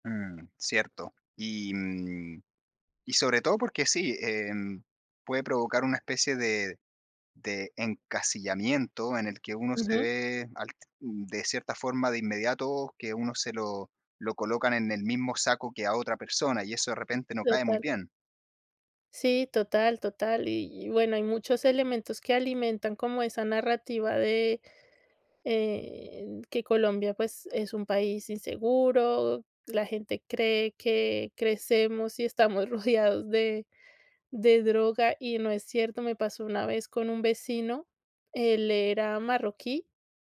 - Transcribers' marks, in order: none
- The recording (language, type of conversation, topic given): Spanish, podcast, ¿Cómo respondes cuando te preguntan por tu origen?